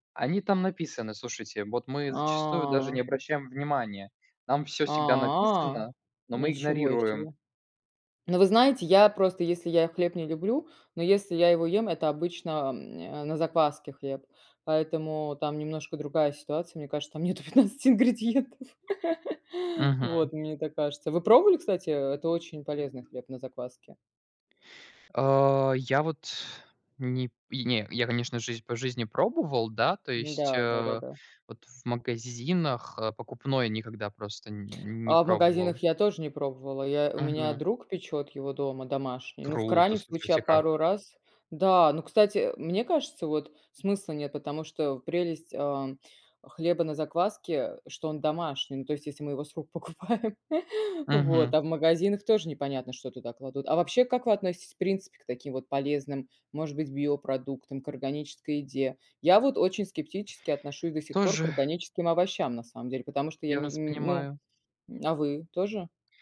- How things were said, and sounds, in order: drawn out: "А!"; drawn out: "А"; laughing while speaking: "там нету пятнадцати ингредиентов"; chuckle; laughing while speaking: "рук покупаем"
- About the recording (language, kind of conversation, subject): Russian, unstructured, Насколько, по-вашему, безопасны продукты из обычных магазинов?